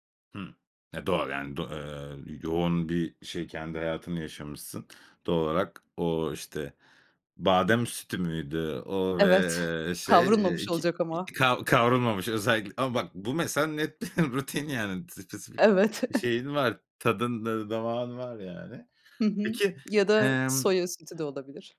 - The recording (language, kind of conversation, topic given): Turkish, podcast, Evde sakinleşmek için uyguladığın küçük ritüeller nelerdir?
- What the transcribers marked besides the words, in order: giggle; chuckle; giggle